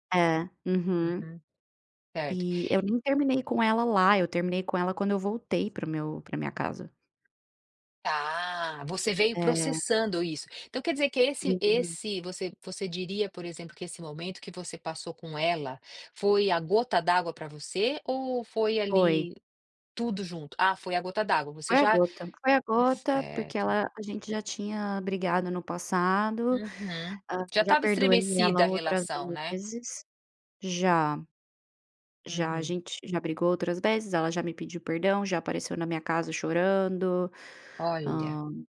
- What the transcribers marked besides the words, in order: none
- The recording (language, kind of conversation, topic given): Portuguese, podcast, Como uma escolha difícil mudou sua vida e o que você aprendeu com ela?